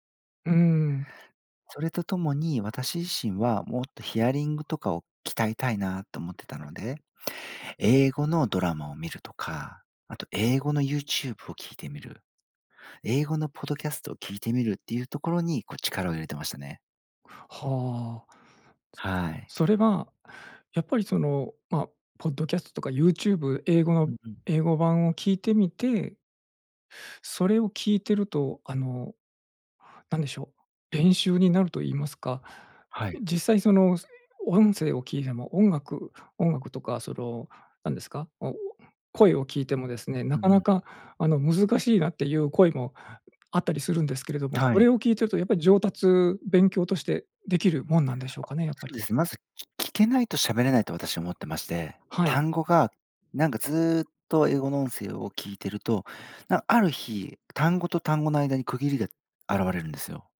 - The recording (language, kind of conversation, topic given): Japanese, podcast, 自分に合う勉強法はどうやって見つけましたか？
- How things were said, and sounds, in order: tapping